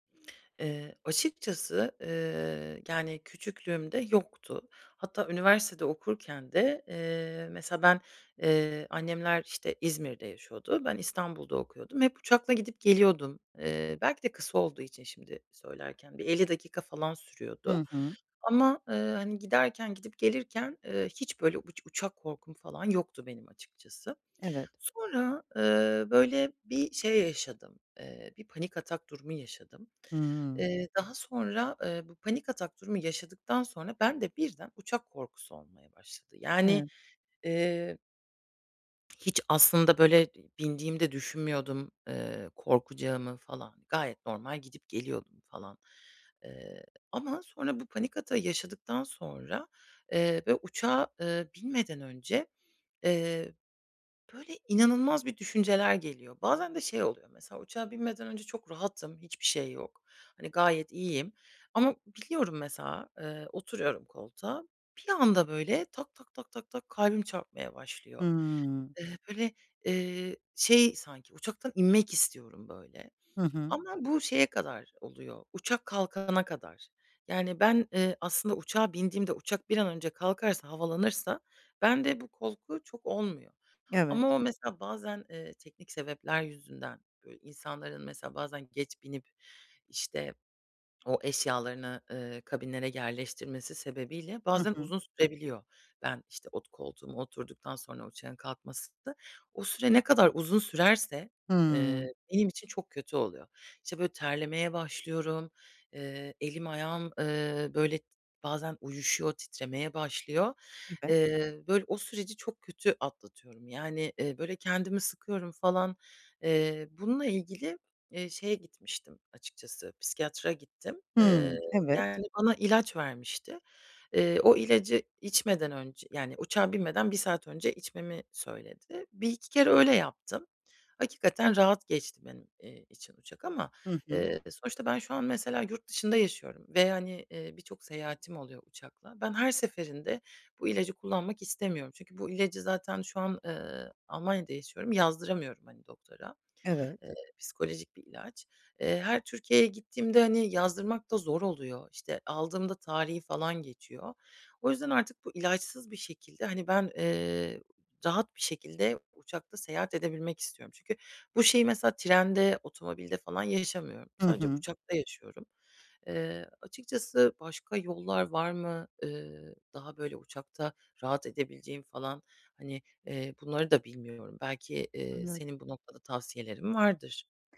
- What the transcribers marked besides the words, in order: other background noise; "korku" said as "kolku"; tapping
- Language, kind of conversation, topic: Turkish, advice, Tatil sırasında seyahat stresini ve belirsizlikleri nasıl yönetebilirim?